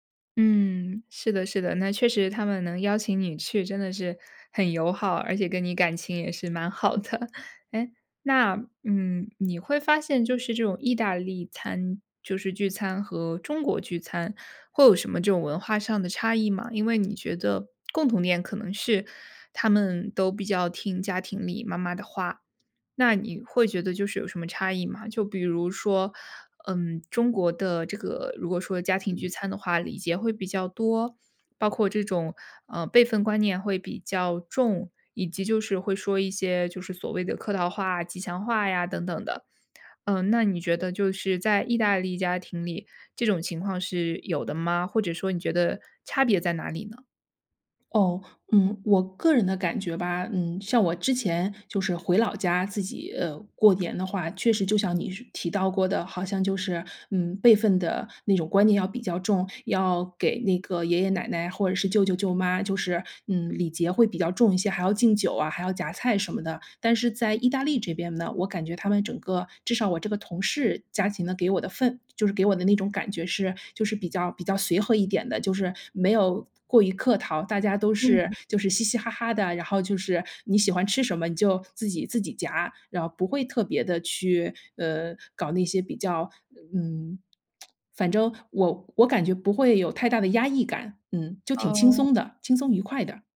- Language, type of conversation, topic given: Chinese, podcast, 你能讲讲一次与当地家庭共进晚餐的经历吗？
- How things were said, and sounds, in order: laughing while speaking: "蛮好的"; tsk